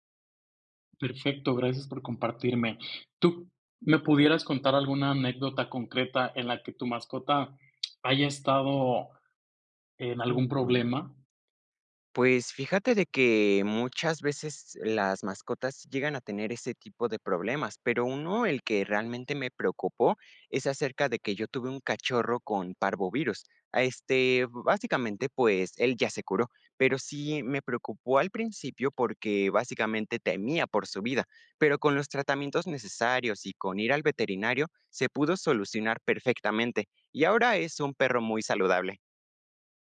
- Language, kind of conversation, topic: Spanish, podcast, ¿Qué te aporta cuidar de una mascota?
- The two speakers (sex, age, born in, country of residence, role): male, 20-24, Mexico, Mexico, guest; male, 25-29, Mexico, Mexico, host
- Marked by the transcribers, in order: tongue click